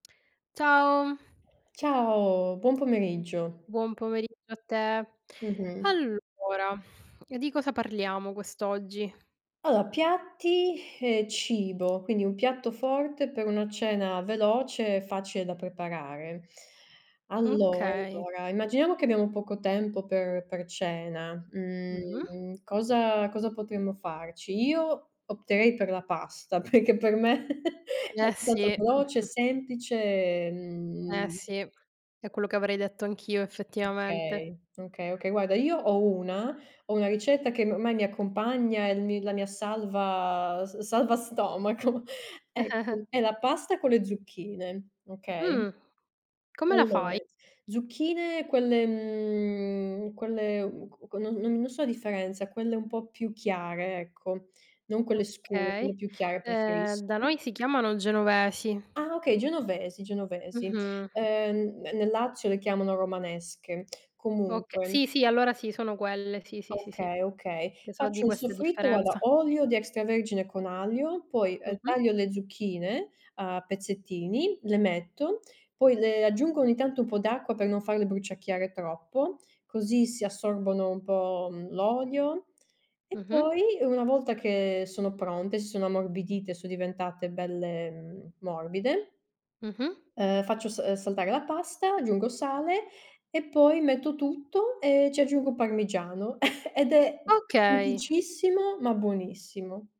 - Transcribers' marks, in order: other noise; tapping; "Allora" said as "alloa"; laughing while speaking: "perché"; chuckle; unintelligible speech; laughing while speaking: "stomaco"; giggle; drawn out: "mhmm"; chuckle; other background noise
- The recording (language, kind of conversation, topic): Italian, unstructured, Qual è il tuo piatto forte per una cena veloce?